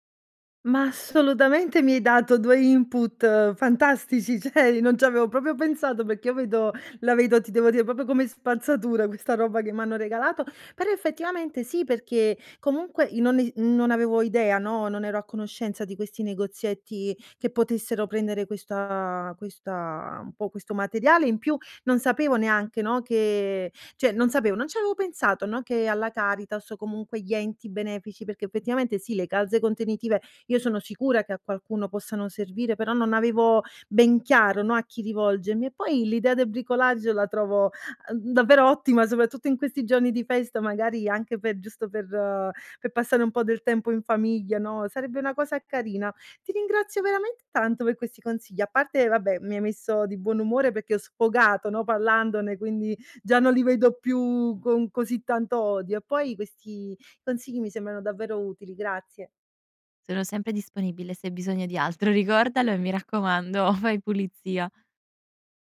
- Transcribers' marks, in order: in English: "input"; laughing while speaking: "ceh"; "cioè" said as "ceh"; "proprio" said as "popio"; "perché" said as "pecché"; "dire" said as "die"; "proprio" said as "popio"; "cioè" said as "ceh"; "rivolgermi" said as "rivolgemi"; "giorni" said as "gionni"; "per" said as "pe"; "perché" said as "pecché"; "parlandone" said as "pallandone"; laughing while speaking: "fai"
- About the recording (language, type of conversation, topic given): Italian, advice, Come posso gestire i regali inutili che occupano spazio e mi fanno sentire in obbligo?